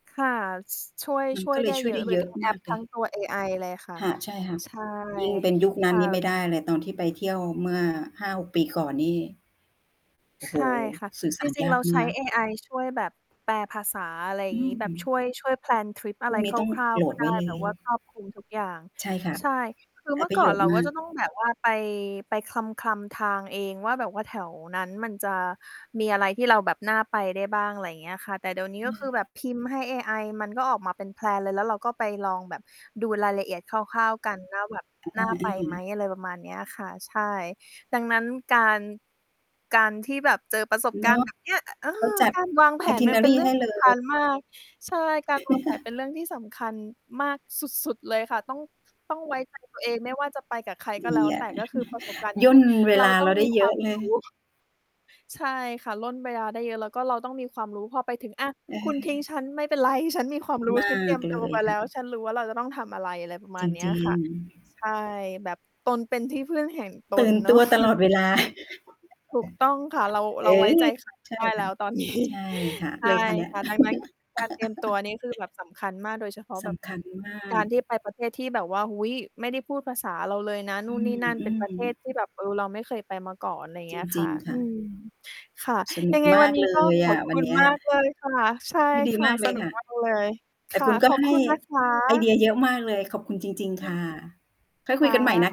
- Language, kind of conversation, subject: Thai, unstructured, คุณเคยเจอปัญหาอะไรบ้างระหว่างเดินทางท่องเที่ยวต่างประเทศ?
- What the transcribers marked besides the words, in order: static; distorted speech; tapping; in English: "แพลน"; in English: "แพลน"; in English: "itinerary"; chuckle; chuckle; unintelligible speech; chuckle; other background noise; laughing while speaking: "นี้"; chuckle; mechanical hum; laugh; background speech; other noise